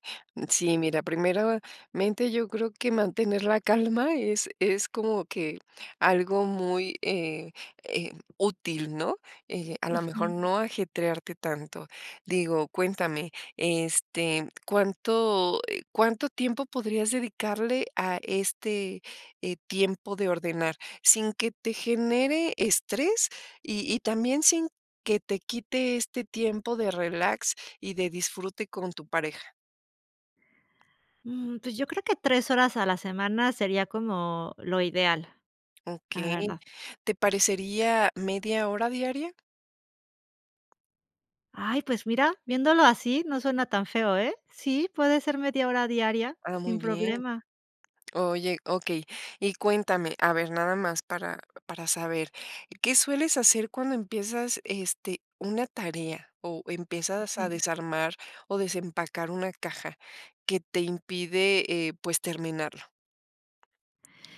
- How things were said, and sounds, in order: other background noise
- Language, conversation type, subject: Spanish, advice, ¿Cómo puedo dejar de sentirme abrumado por tareas pendientes que nunca termino?